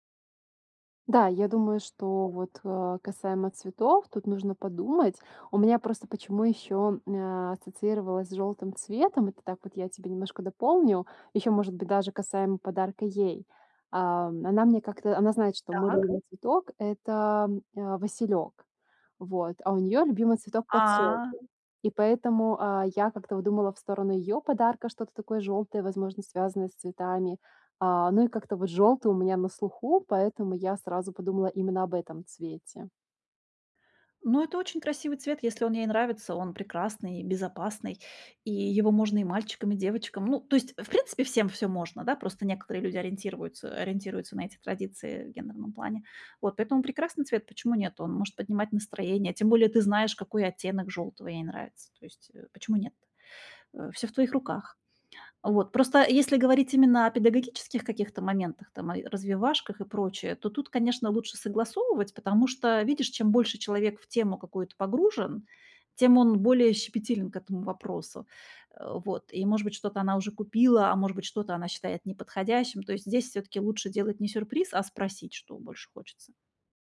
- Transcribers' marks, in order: other background noise
- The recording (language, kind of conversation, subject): Russian, advice, Как подобрать подарок, который действительно порадует человека и не будет лишним?